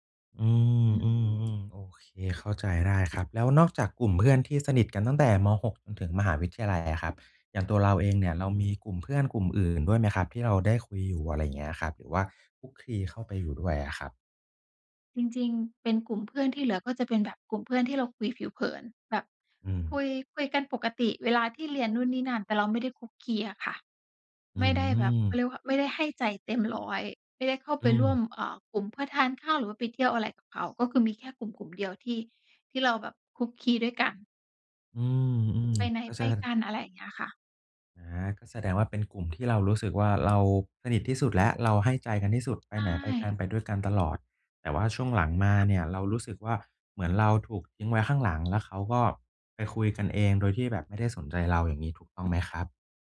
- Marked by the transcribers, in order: tapping; unintelligible speech; other background noise
- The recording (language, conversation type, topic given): Thai, advice, ฉันควรทำอย่างไรเมื่อรู้สึกโดดเดี่ยวเวลาอยู่ในกลุ่มเพื่อน?
- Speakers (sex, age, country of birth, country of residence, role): female, 35-39, Thailand, Thailand, user; male, 30-34, Thailand, Thailand, advisor